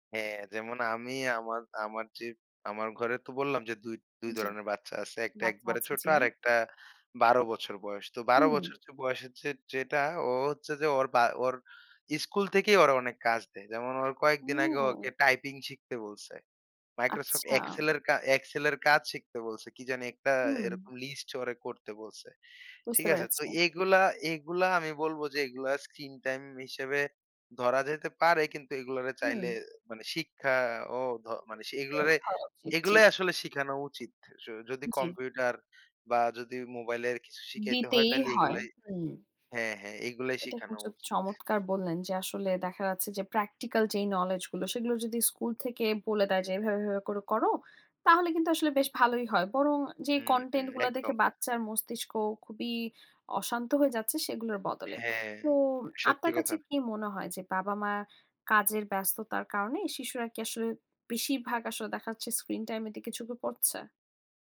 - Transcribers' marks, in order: other background noise; "দিতেই" said as "ডিতেই"; "কিন্তু" said as "কুনচু"
- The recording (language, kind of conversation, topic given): Bengali, podcast, শিশুদের স্ক্রিন সময় নিয়ন্ত্রণ করতে বাড়িতে কী কী ব্যবস্থা নেওয়া উচিত?